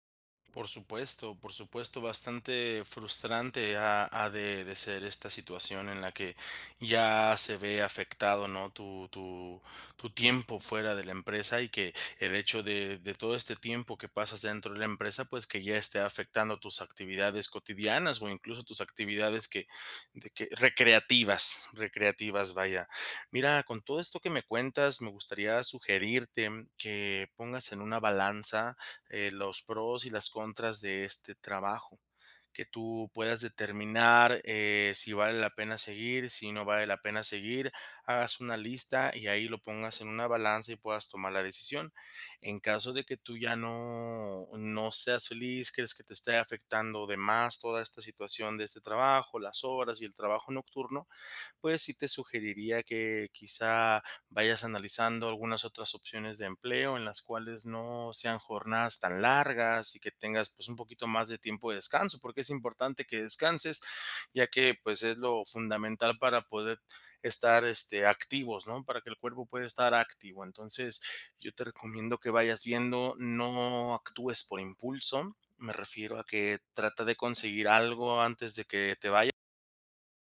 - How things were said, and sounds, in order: none
- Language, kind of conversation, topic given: Spanish, advice, ¿Cómo puedo recuperar la motivación en mi trabajo diario?